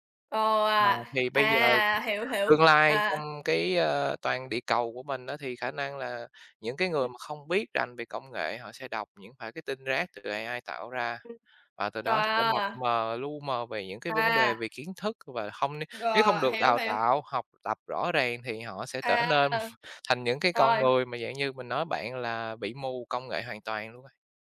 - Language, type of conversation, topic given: Vietnamese, unstructured, Bạn có đồng ý rằng công nghệ đang tạo ra áp lực tâm lý cho giới trẻ không?
- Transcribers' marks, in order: other background noise; tapping; chuckle